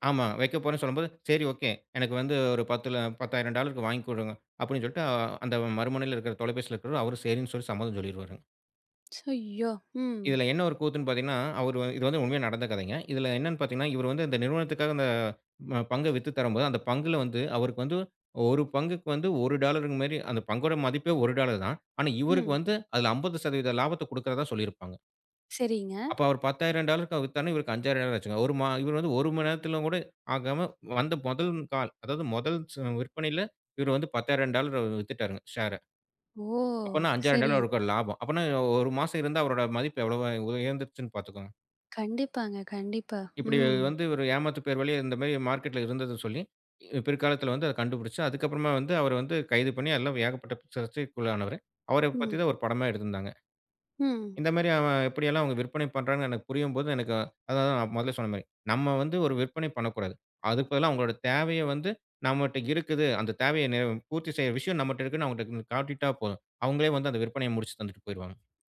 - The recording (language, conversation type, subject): Tamil, podcast, நீங்கள் சுயமதிப்பை வளர்த்துக்கொள்ள என்ன செய்தீர்கள்?
- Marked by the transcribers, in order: other noise; in English: "ஷேர"; surprised: "ஓ!"; other background noise